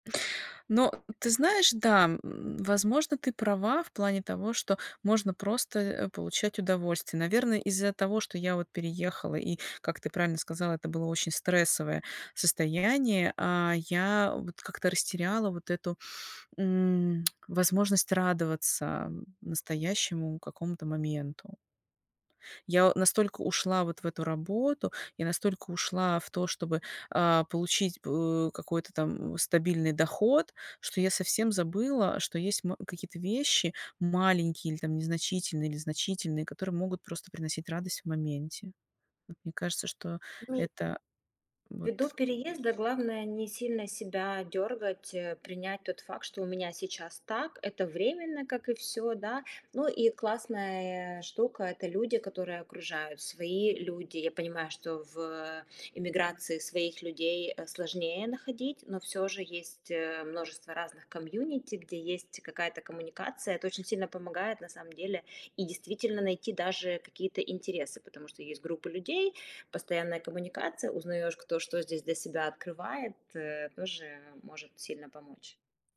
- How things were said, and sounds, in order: tapping; other background noise
- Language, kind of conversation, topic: Russian, advice, Как найти смысл жизни вне карьеры?